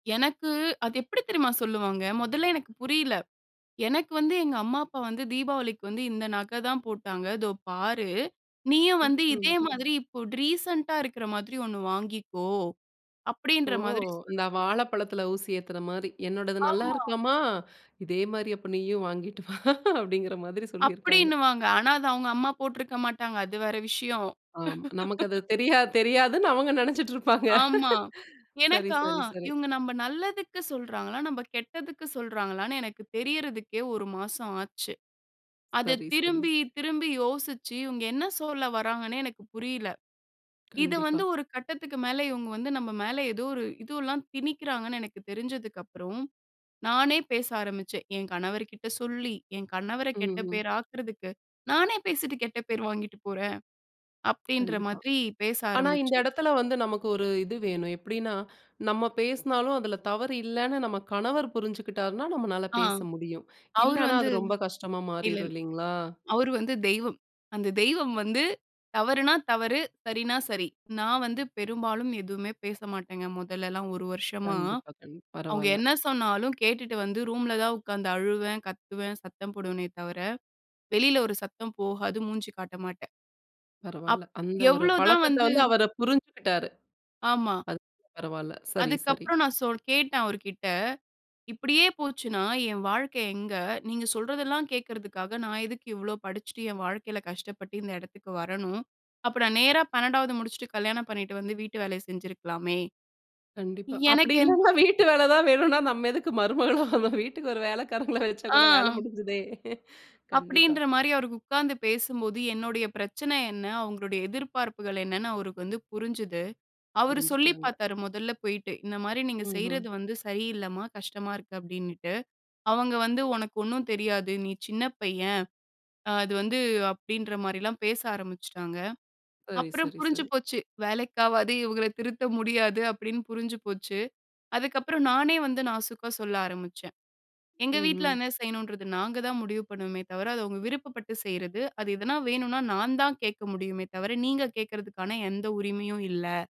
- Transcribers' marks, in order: chuckle; laugh; chuckle; laughing while speaking: "அப்படி இல்லைன்னா, வீட்டு வேலை தான் … கூட வேலை முடிஞ்சுதே!"; tapping
- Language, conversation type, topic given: Tamil, podcast, வீட்டுப் பெரியவர்கள் தலையீடு தம்பதிகளின் உறவை எப்படிப் பாதிக்கிறது?